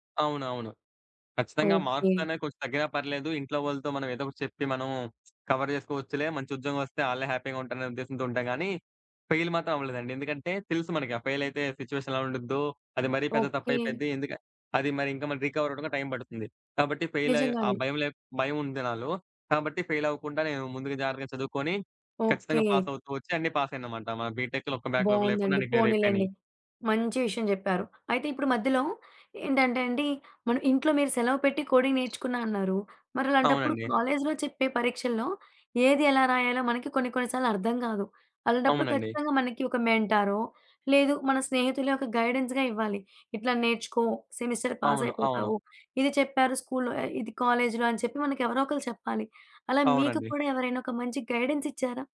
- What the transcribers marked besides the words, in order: in English: "మార్క్స్"; in English: "కవర్"; in English: "హ్యాపీగా"; in English: "ఫెయిల్"; in English: "ఫెయిల్"; in English: "సిట్యుయేషన్"; in English: "రీకవర్"; in English: "ఫెయిల్"; in English: "ఫెయిల్"; in English: "పాస్"; in English: "బీటెక్‌లో"; in English: "బ్యాక్‌లాగ్"; in English: "క్లియర్"; other background noise; in English: "కోడింగ్"; in English: "కాలేజ్‌లో"; in English: "గైడెన్స్‌గా"; in English: "సెమిస్టర్"; in English: "గైడెన్స్"
- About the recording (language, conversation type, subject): Telugu, podcast, పెరుగుదల కోసం తప్పులను స్వీకరించే మనస్తత్వాన్ని మీరు ఎలా పెంచుకుంటారు?